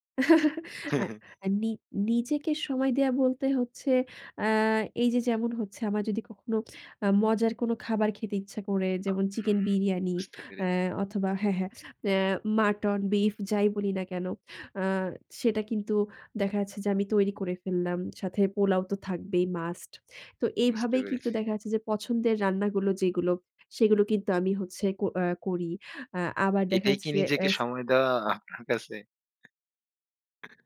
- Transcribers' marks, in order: chuckle; other background noise; laughing while speaking: "আপনার কাছে?"
- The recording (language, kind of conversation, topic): Bengali, podcast, আপনি কীভাবে নিজের কাজ আর ব্যক্তিগত জীবনের মধ্যে ভারসাম্য বজায় রাখেন?